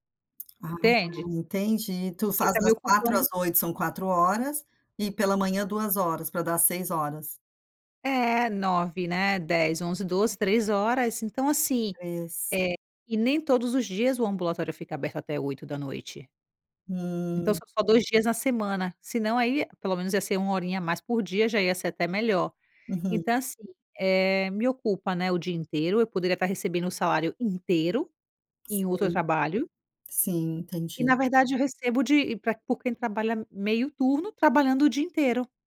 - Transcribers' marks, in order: other background noise
- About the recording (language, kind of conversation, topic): Portuguese, advice, Como posso negociar com meu chefe a redução das minhas tarefas?